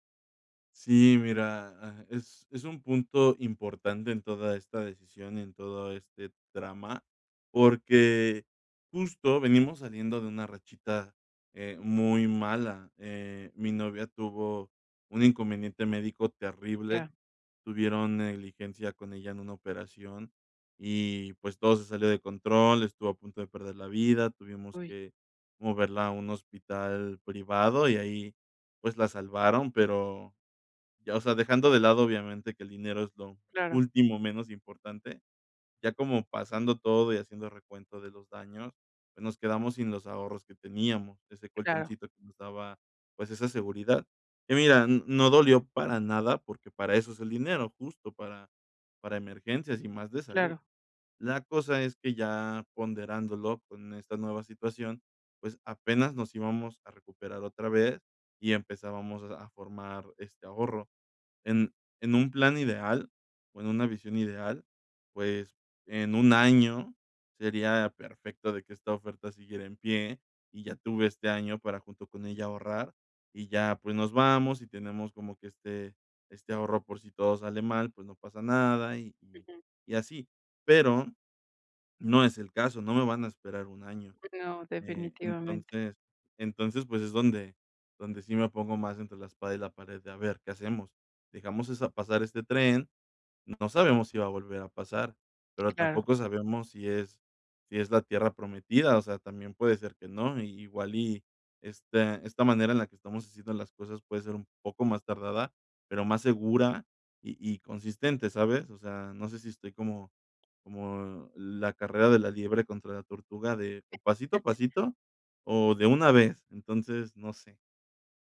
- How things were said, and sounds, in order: tapping; chuckle
- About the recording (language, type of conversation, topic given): Spanish, advice, ¿Cómo puedo equilibrar el riesgo y la oportunidad al decidir cambiar de trabajo?